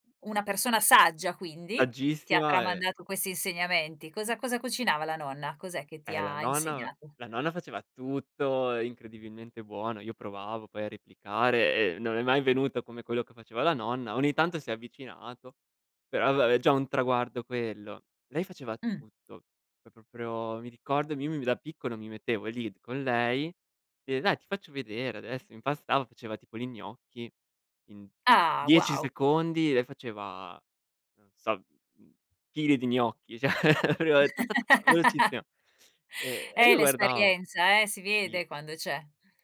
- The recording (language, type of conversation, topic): Italian, podcast, Che ruolo hanno le ricette di famiglia tramandate nella tua vita?
- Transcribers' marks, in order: laugh; laughing while speaking: "ceh"; "cioè" said as "ceh"; laugh; unintelligible speech